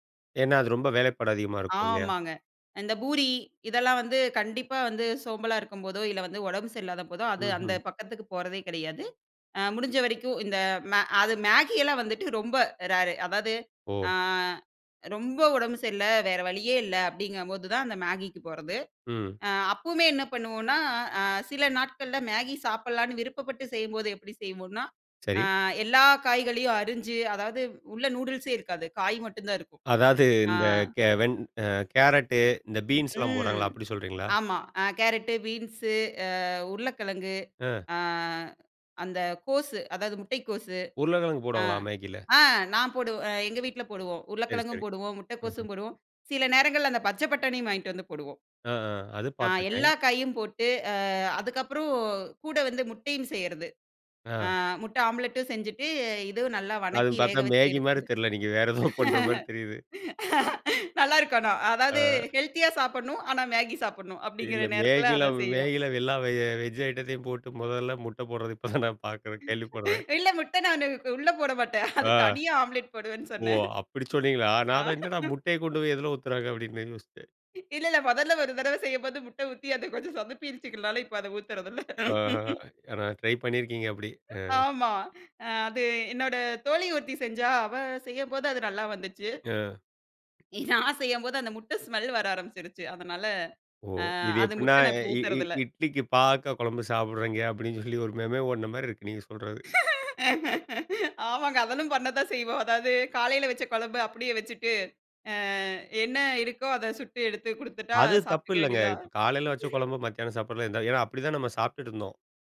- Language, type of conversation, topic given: Tamil, podcast, தூண்டுதல் குறைவாக இருக்கும் நாட்களில் உங்களுக்கு உதவும் உங்கள் வழிமுறை என்ன?
- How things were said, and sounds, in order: in English: "ரேரு"; drawn out: "அ"; stressed: "ரொம்ப"; laughing while speaking: "அதாவது"; drawn out: "அ"; laugh; laughing while speaking: "நல்லா இருக்கும் ஆனா"; laughing while speaking: "வேற ஏதோ பண்ணுற மாரி தெரியுது"; laughing while speaking: "அ"; laughing while speaking: "இல்ல. மேகில, அவ் மேகில அது … நான் பாக்குறேன், கேள்விப்படுறேன்"; laughing while speaking: "இல்ல, முட்டை நானு உள்ள போட மாட்டேன். அது தனியா ஆம்லெட் போடுவேன்னு சொன்னேன். அ"; laughing while speaking: "ஆ. ஓ! அப்படி சொன்னீங்களா? நான் அதான், என்னடா முட்டைய கொண்டு போய் எதுல ஊத்துறாங்க?"; laugh; other background noise; laughing while speaking: "இல்ல இல்ல. மொதல்ல ஒரு தரவை … இப்ப அத ஊத்துறதில்ல"; laughing while speaking: "ஆமா"; laughing while speaking: "இ இ இட்லிக்கு பாகக்கா கொழம்பு … ஓடுன மாரி இருக்கு"; laughing while speaking: "ஆமாங்க. அதெல்லாம் பண்ணத்தான் செய்வோம். அதாவது … சாப்பிட்டுக்க வேண்டியது தான்"